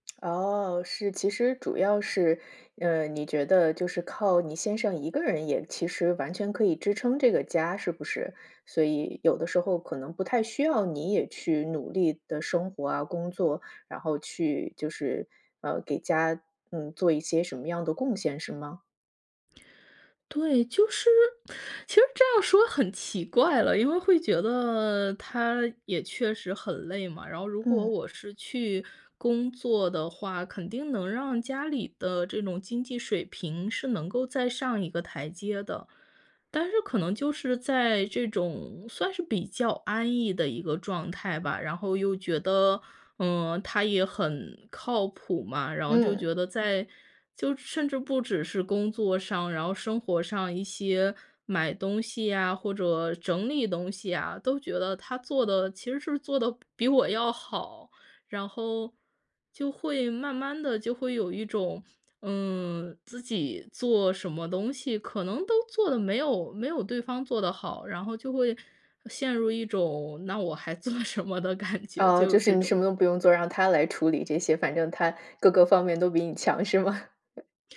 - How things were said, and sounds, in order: laughing while speaking: "做什么的感觉"; chuckle
- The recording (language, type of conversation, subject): Chinese, advice, 在恋爱或婚姻中我感觉失去自我，该如何找回自己的目标和热情？